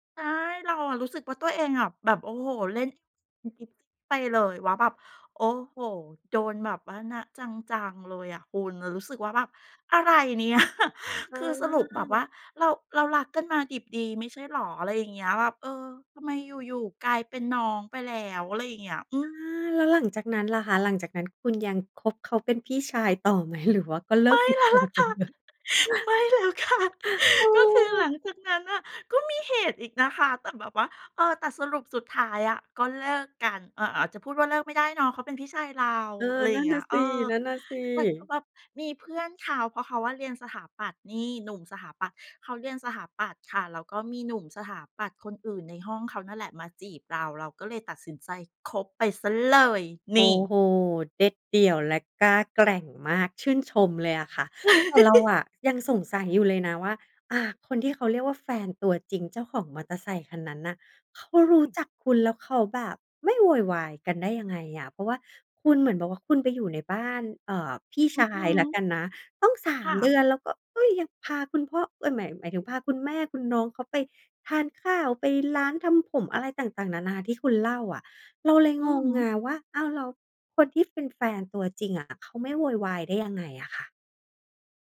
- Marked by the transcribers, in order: unintelligible speech; laughing while speaking: "เนี่ย"; other background noise; joyful: "ไม่แล้วล่ะค่ะ ไม่แล้วค่ะ ก็คือหลังจากนั้นน่ะ ก็มีเหตุอีกนะคะ"; laughing while speaking: "ติดต่อไปเลย ?"; chuckle; laughing while speaking: "ไม่แล้วค่ะ"; stressed: "ซะเลย นี่"; laugh; unintelligible speech
- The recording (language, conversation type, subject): Thai, podcast, เพลงไหนพาให้คิดถึงความรักครั้งแรกบ้าง?